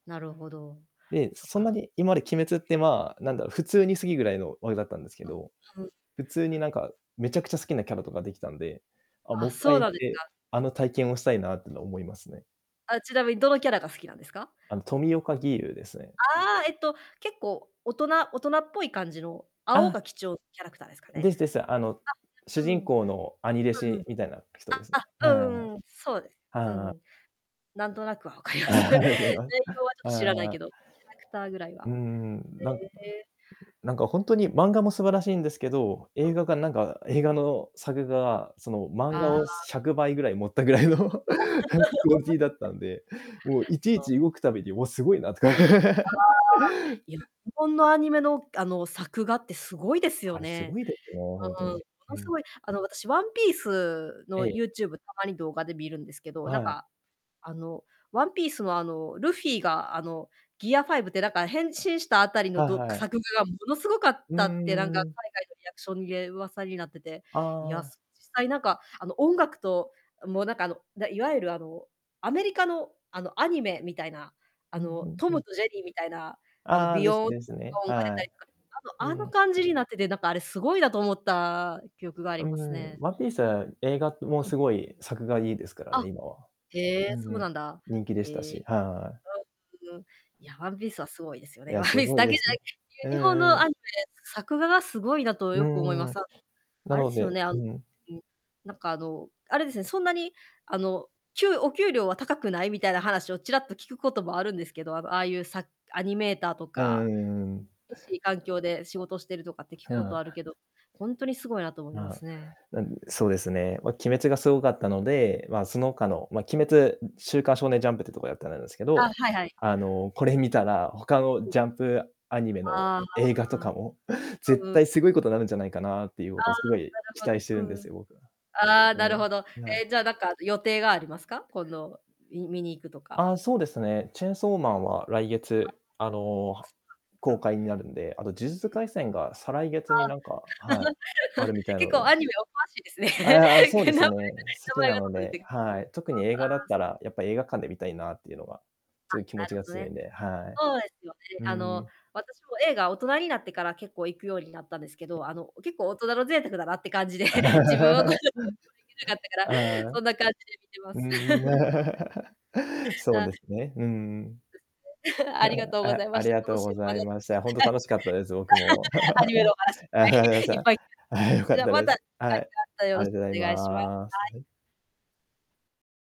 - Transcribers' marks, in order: "好き" said as "過ぎ"; static; distorted speech; unintelligible speech; laughing while speaking: "わかります"; laughing while speaking: "あ、ありがとうございま"; other background noise; laughing while speaking: "ぐらいの"; laugh; chuckle; laugh; in English: "トーン"; chuckle; laugh; unintelligible speech; laugh; unintelligible speech; chuckle; chuckle; chuckle; unintelligible speech
- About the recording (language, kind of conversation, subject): Japanese, unstructured, 映画の中で一番驚いたシーンは何ですか？